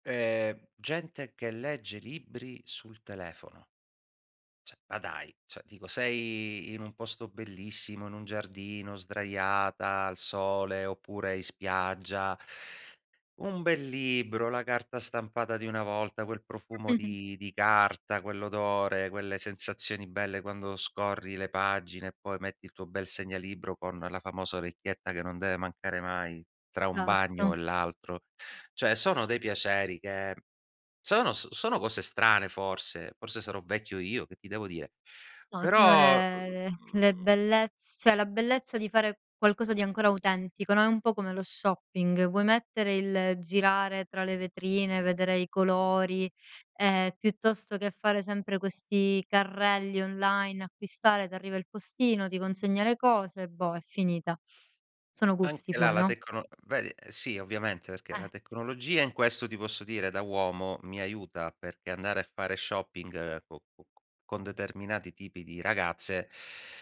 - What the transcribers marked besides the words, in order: drawn out: "Ehm"; "Cioè" said as "ceh"; "cioè" said as "ceh"; chuckle; "Cioè" said as "ceh"; "cioè" said as "ceh"
- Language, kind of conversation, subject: Italian, podcast, Cosa ne pensi dei weekend o delle vacanze senza schermi?